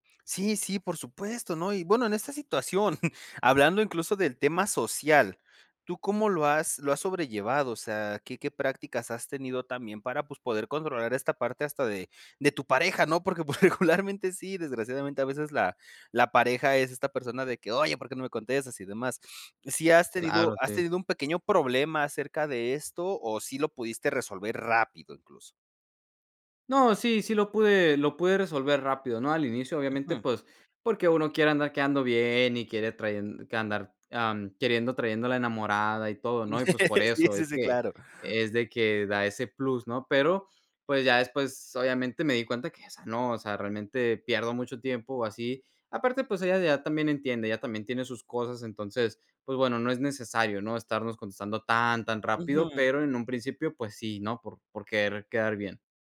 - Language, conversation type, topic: Spanish, podcast, ¿Te pasa que miras el celular sin darte cuenta?
- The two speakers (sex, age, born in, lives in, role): male, 20-24, Mexico, Mexico, host; male, 20-24, Mexico, United States, guest
- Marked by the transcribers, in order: giggle; laughing while speaking: "pues regularmente sí"; put-on voice: "Oye"; laughing while speaking: "Sí, sí, sí, claro"